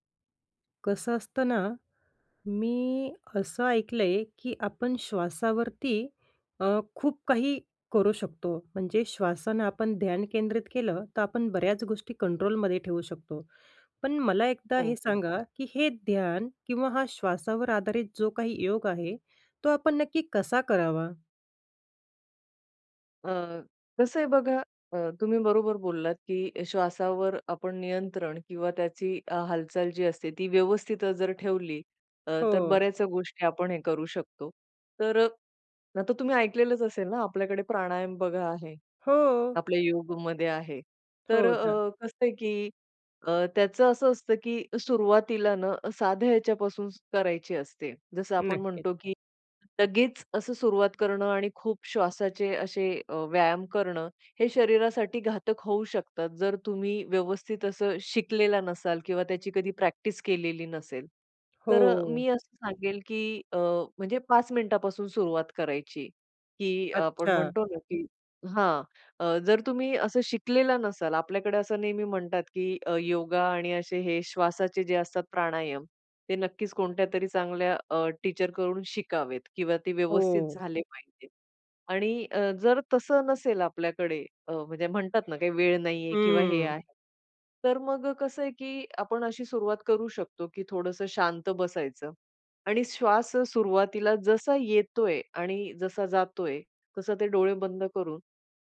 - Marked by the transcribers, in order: tapping; in English: "टीचरकडून"; other noise
- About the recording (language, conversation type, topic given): Marathi, podcast, श्वासावर आधारित ध्यान कसे करावे?